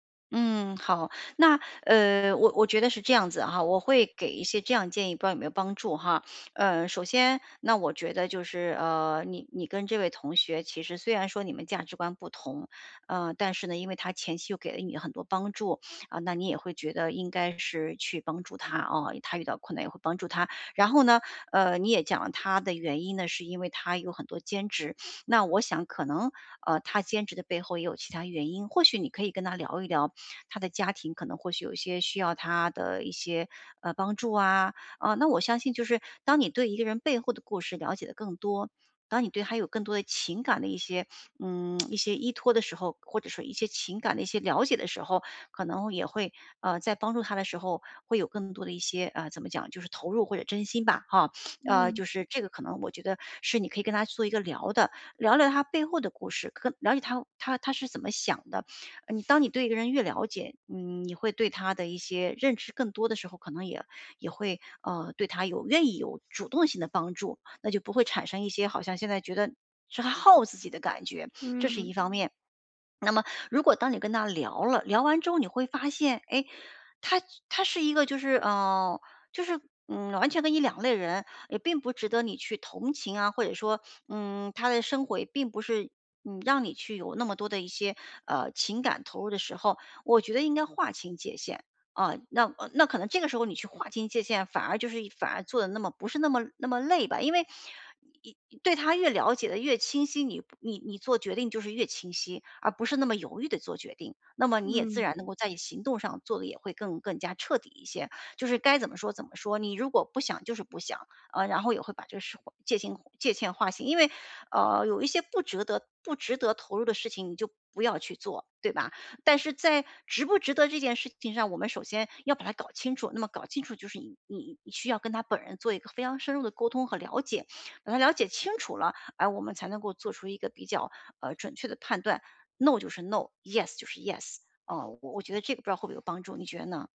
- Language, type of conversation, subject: Chinese, advice, 我如何在一段消耗性的友谊中保持自尊和自我价值感？
- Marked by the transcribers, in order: lip smack; sniff; other background noise; swallow; tapping